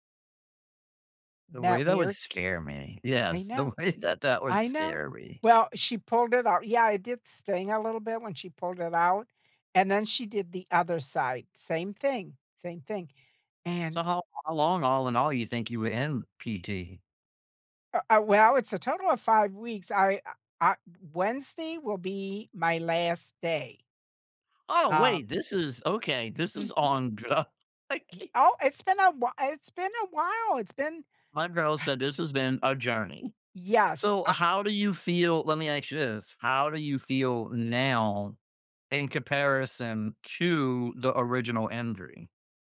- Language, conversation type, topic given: English, unstructured, How should I decide whether to push through a workout or rest?
- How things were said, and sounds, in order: laughing while speaking: "way that that would"; tapping; laughing while speaking: "gr I can't"